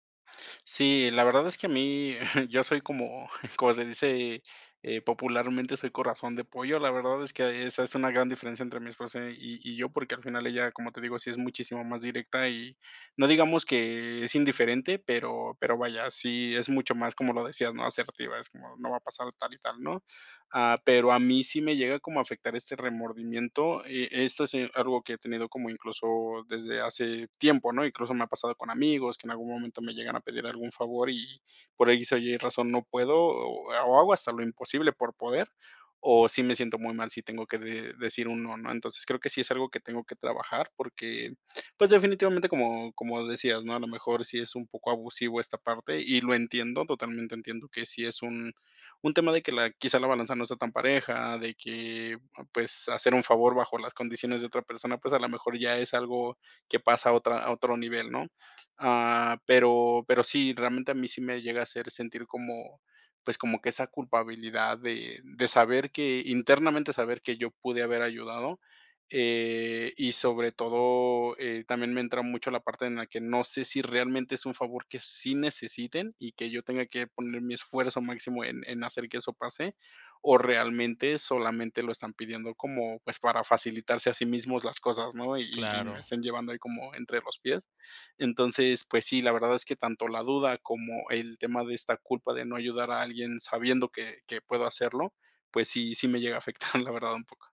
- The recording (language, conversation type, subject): Spanish, advice, ¿Cómo puedo manejar la culpa por no poder ayudar siempre a mis familiares?
- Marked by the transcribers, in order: chuckle; laughing while speaking: "afectar"